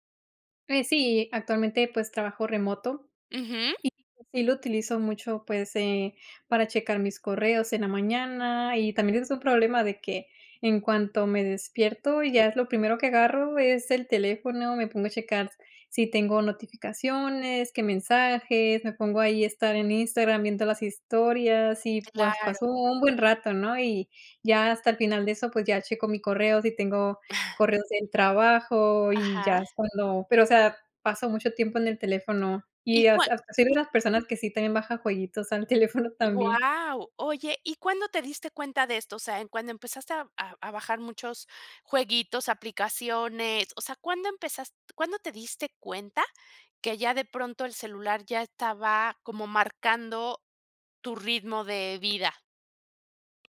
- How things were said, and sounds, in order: other background noise; other noise; chuckle
- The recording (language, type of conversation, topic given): Spanish, podcast, ¿Hasta dónde dejas que el móvil controle tu día?